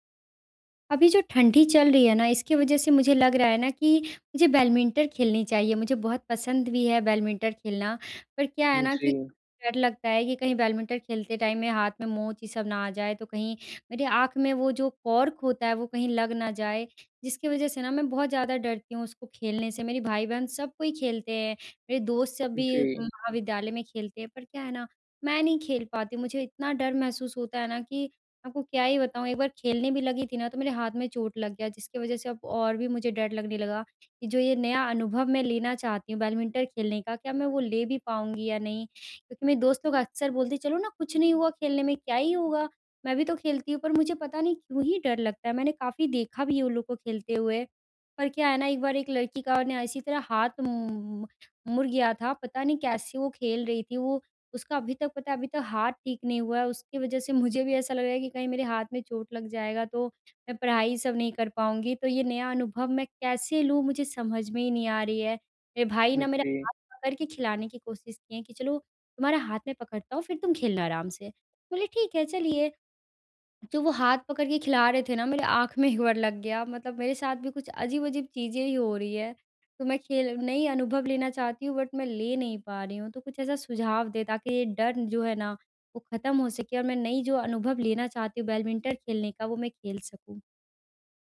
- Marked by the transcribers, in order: "बैडमिंटन" said as "बैलमिंटर"; "बैडमिंटन" said as "बैलमिंटर"; "बैडमिंटन" said as "बैलमिंटर"; in English: "टाइम"; "बैडमिंटन" said as "बैलमिंटर"; in English: "बट"; "बैडमिंटन" said as "बैलमिंटर"
- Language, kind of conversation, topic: Hindi, advice, नए अनुभव आज़माने के डर को कैसे दूर करूँ?